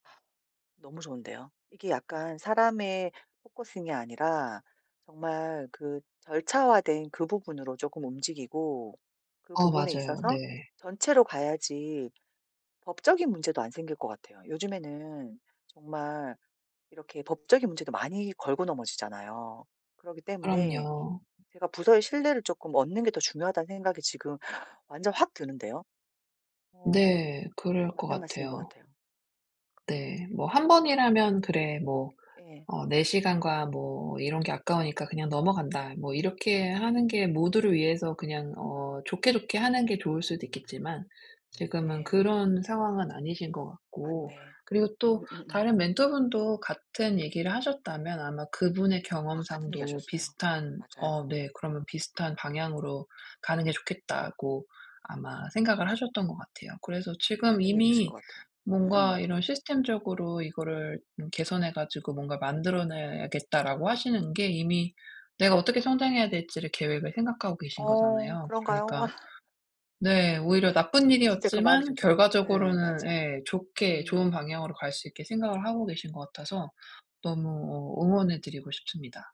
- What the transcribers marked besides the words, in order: gasp; other background noise; tapping; laugh
- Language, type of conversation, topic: Korean, advice, 피드백을 더 잘 받아들이고 성장 계획을 세우려면 어떻게 해야 하나요?
- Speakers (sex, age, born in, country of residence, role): female, 40-44, South Korea, South Korea, user; female, 40-44, South Korea, United States, advisor